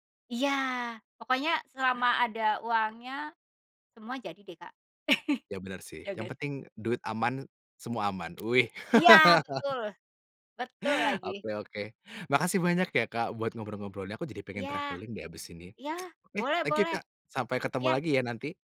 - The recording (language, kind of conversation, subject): Indonesian, podcast, Pernahkah kamu merasa kesepian saat bepergian sendirian, dan bagaimana kamu mengatasinya?
- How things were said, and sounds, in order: laugh; laugh; in English: "travelling"; tongue click